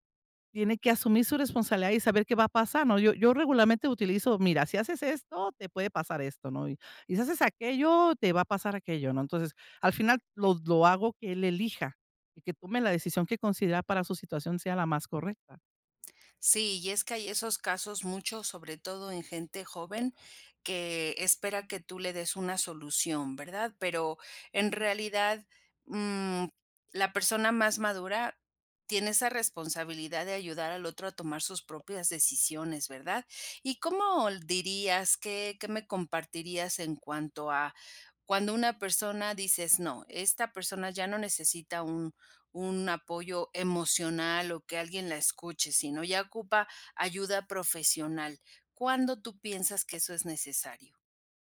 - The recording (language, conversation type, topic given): Spanish, podcast, ¿Cómo ofreces apoyo emocional sin intentar arreglarlo todo?
- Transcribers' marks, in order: other noise; tapping